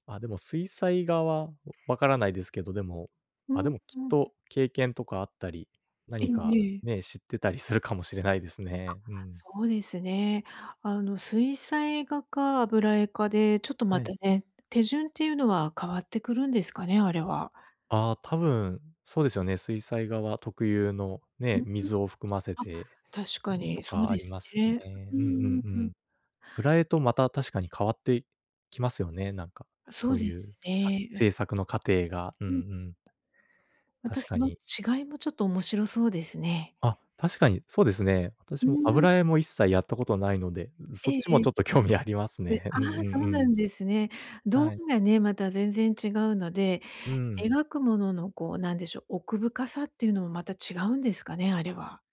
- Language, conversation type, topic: Japanese, advice, 新しいジャンルに挑戦したいのですが、何から始めればよいか迷っています。どうすればよいですか？
- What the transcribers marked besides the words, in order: tapping